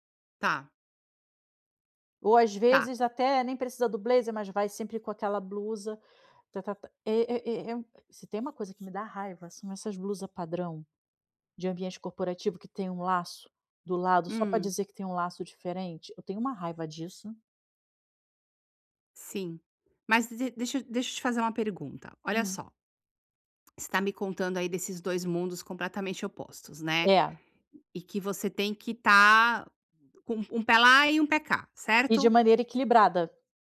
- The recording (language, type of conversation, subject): Portuguese, advice, Como posso descobrir um estilo pessoal autêntico que seja realmente meu?
- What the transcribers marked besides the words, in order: tapping